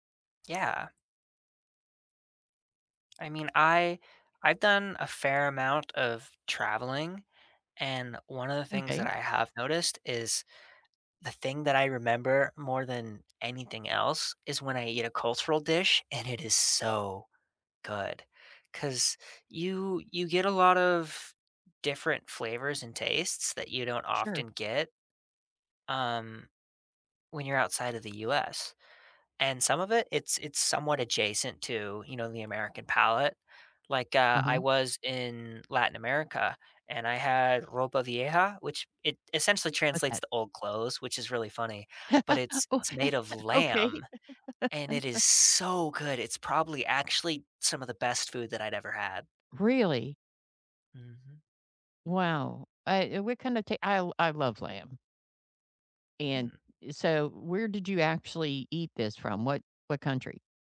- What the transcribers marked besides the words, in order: tapping; stressed: "so good"; laugh; laughing while speaking: "Oh, okay"; stressed: "so"
- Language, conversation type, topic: English, unstructured, How can you persuade someone to cut back on sugar?